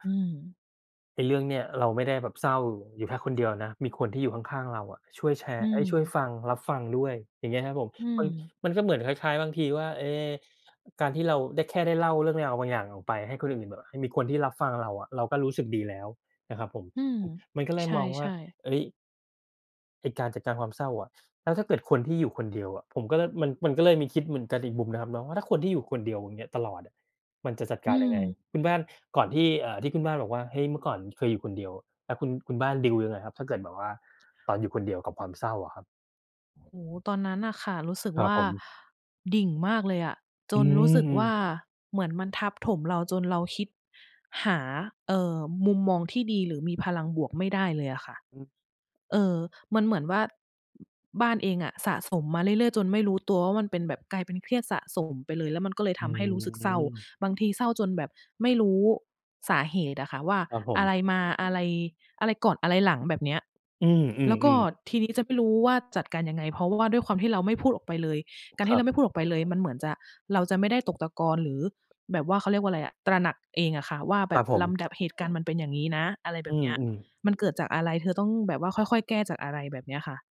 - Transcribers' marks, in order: none
- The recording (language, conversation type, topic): Thai, unstructured, คุณรับมือกับความเศร้าอย่างไร?
- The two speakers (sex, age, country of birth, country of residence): female, 40-44, Thailand, Thailand; male, 40-44, Thailand, Thailand